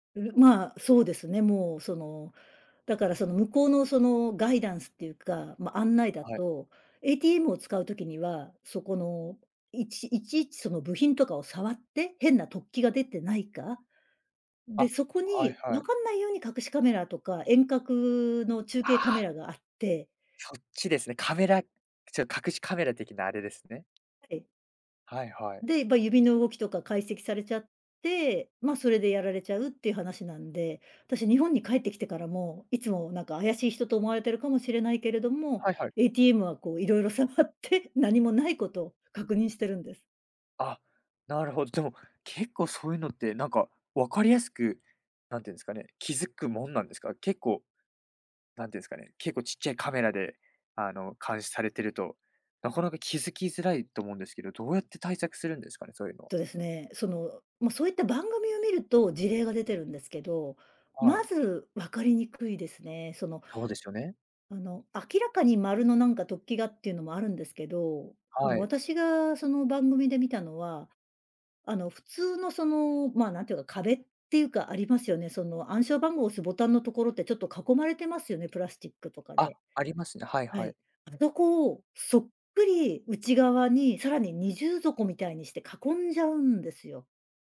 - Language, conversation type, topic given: Japanese, podcast, プライバシーと利便性は、どのように折り合いをつければよいですか？
- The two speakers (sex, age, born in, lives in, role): female, 55-59, Japan, Japan, guest; male, 20-24, United States, Japan, host
- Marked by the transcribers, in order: laughing while speaking: "色々触って"